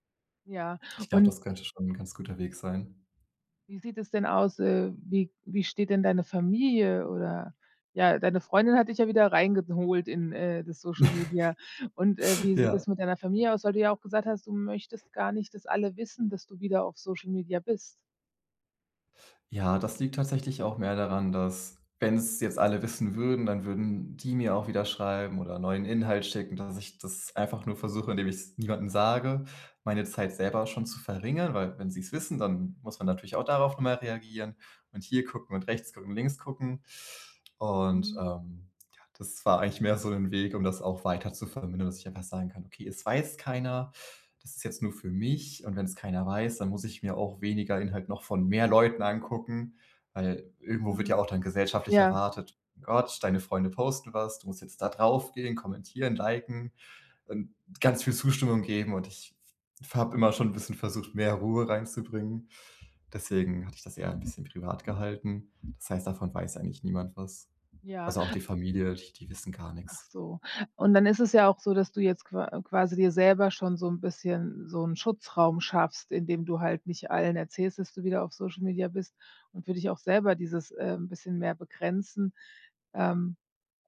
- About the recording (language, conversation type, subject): German, advice, Wie gehe ich mit Geldsorgen und dem Druck durch Vergleiche in meinem Umfeld um?
- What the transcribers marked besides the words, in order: other background noise; laugh